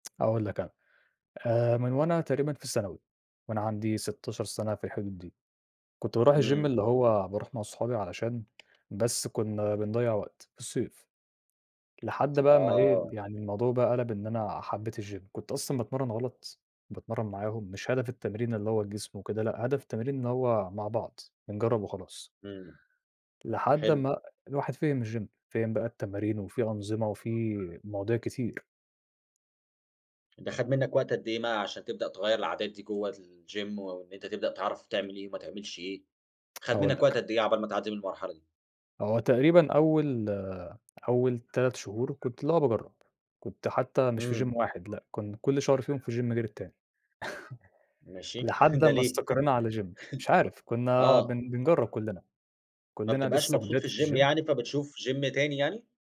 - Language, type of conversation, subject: Arabic, podcast, إيه النصايح اللي تنصح بيها أي حد حابب يبدأ هواية جديدة؟
- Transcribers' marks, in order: in English: "الgym"; tapping; in English: "الgym"; in English: "الgym"; background speech; in English: "الgym"; in English: "gym"; other background noise; in English: "gym"; chuckle; in English: "gym"; chuckle; in English: "الgym"; in English: "الgym"; in English: "gym"